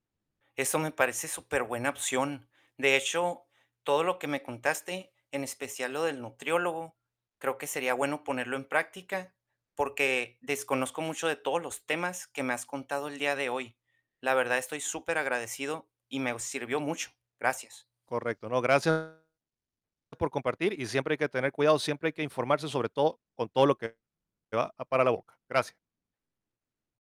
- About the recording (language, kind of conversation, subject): Spanish, advice, ¿Cómo puedo dejar de aburrirme de las mismas recetas saludables y encontrar ideas nuevas?
- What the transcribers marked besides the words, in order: distorted speech